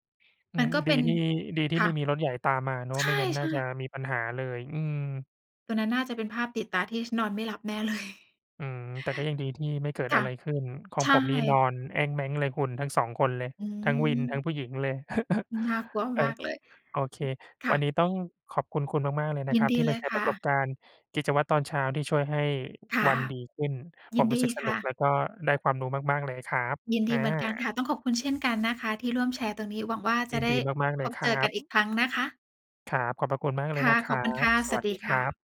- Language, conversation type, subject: Thai, unstructured, กิจวัตรตอนเช้าของคุณช่วยทำให้วันของคุณดีขึ้นได้อย่างไรบ้าง?
- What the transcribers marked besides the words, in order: laughing while speaking: "เลย"; laugh; tapping; other background noise